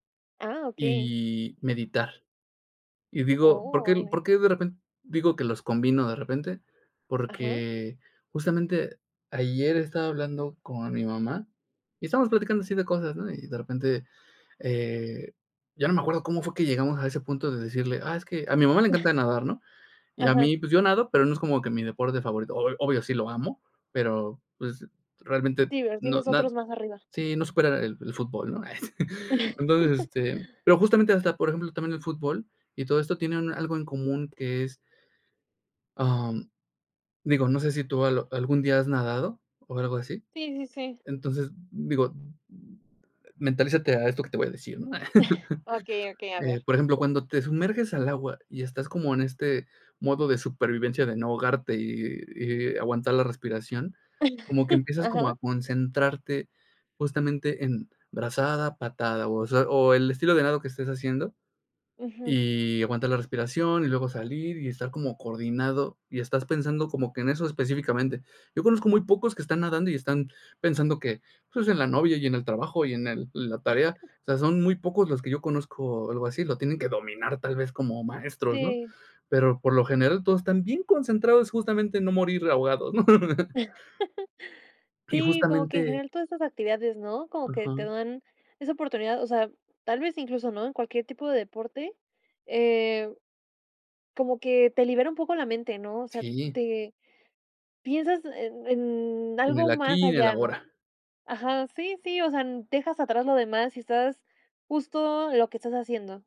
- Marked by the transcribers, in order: giggle; chuckle; laugh; chuckle; chuckle; chuckle; chuckle; laugh
- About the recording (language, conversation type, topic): Spanish, podcast, ¿Qué hábitos te ayudan a mantener la creatividad día a día?